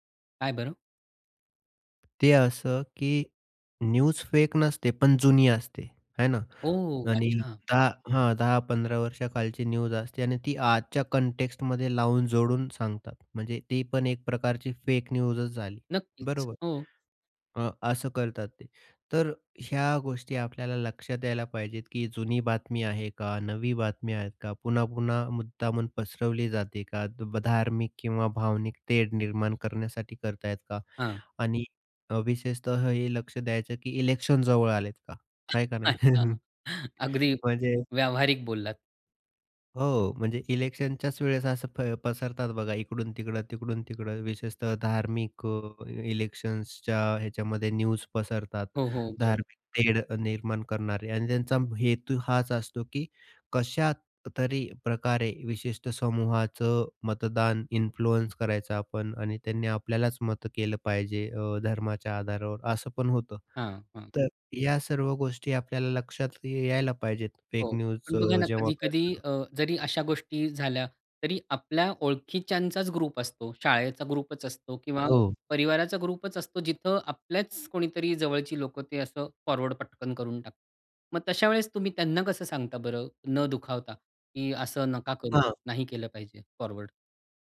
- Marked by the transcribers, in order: tapping; in English: "न्यूज"; in English: "न्यूज"; in English: "फेक न्यूजच"; in English: "इलेक्शन"; chuckle; in English: "इलेक्शनच्याच"; in English: "इलेक्शन्सच्या"; in English: "न्यूज"; in English: "इन्फ्लुअन्स"; in English: "फेक न्यूज"; unintelligible speech; in English: "ग्रुप"; in English: "ग्रुपच"; other background noise; in English: "ग्रुपच"; in English: "फॉरवर्ड"; in English: "फॉरवर्ड"
- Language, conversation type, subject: Marathi, podcast, फेक न्यूज आणि दिशाभूल करणारी माहिती तुम्ही कशी ओळखता?